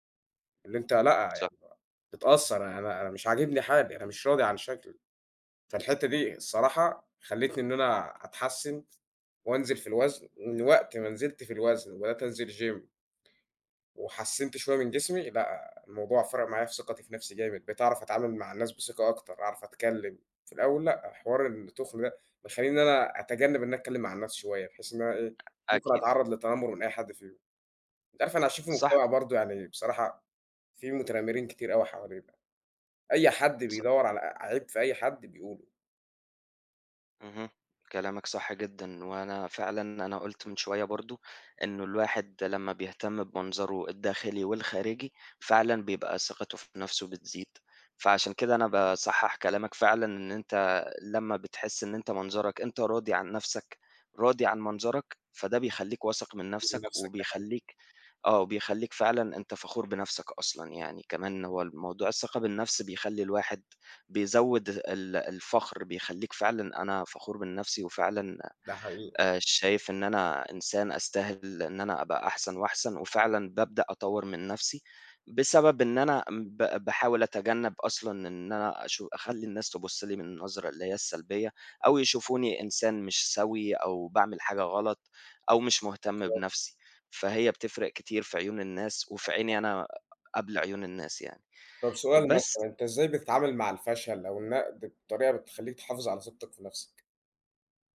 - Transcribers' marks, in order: in English: "gym"; tapping; other background noise
- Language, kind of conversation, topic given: Arabic, unstructured, إيه الطرق اللي بتساعدك تزود ثقتك بنفسك؟
- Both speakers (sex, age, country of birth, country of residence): male, 20-24, Egypt, Egypt; male, 25-29, United Arab Emirates, Egypt